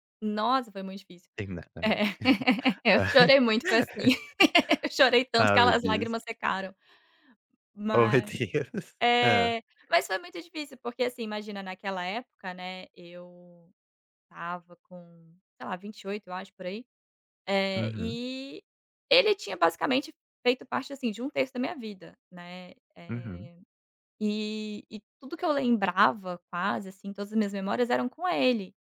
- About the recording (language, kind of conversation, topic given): Portuguese, podcast, Qual é um arrependimento que você ainda carrega?
- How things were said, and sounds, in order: laughing while speaking: "É"; laugh; unintelligible speech; laugh; tapping; laughing while speaking: "Ô, meu Deus"